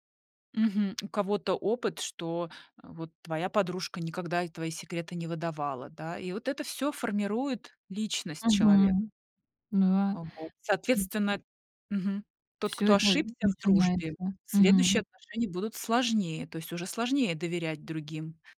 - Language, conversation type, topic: Russian, podcast, Что мешает людям открываться друг другу?
- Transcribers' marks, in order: none